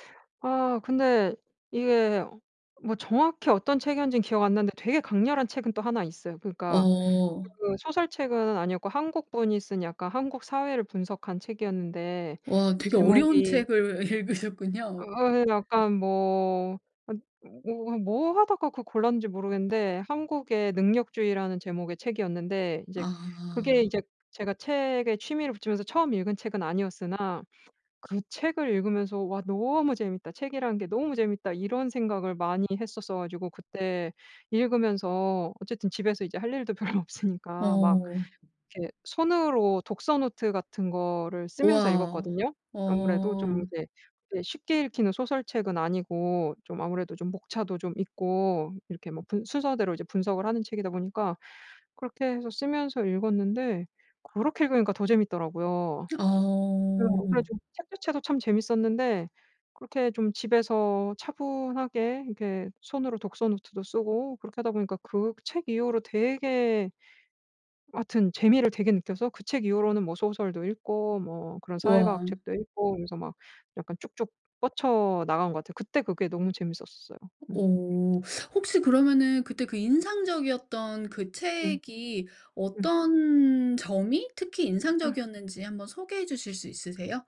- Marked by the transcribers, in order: laughing while speaking: "읽으셨군요"; laughing while speaking: "별로 없으니까"; tapping; other background noise
- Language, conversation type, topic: Korean, podcast, 취미를 다시 시작할 때 가장 어려웠던 점은 무엇이었나요?